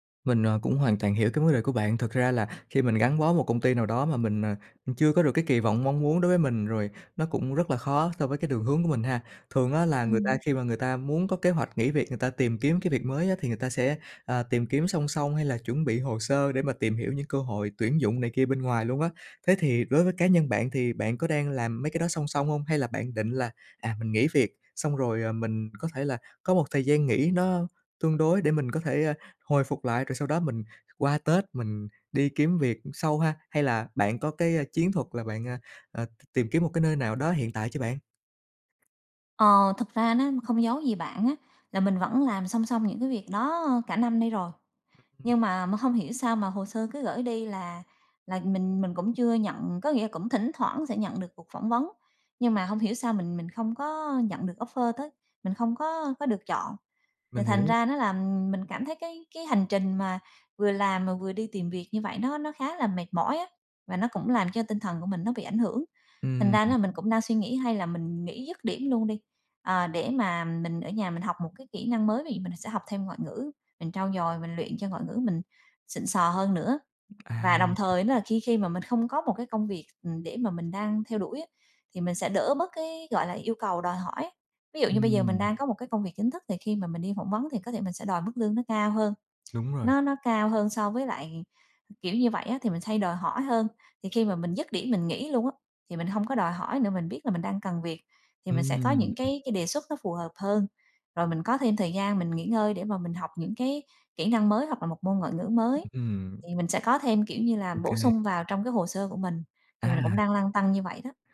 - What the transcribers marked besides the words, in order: tapping; unintelligible speech; in English: "offer"; other background noise; unintelligible speech
- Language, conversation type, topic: Vietnamese, advice, Mình muốn nghỉ việc nhưng lo lắng về tài chính và tương lai, mình nên làm gì?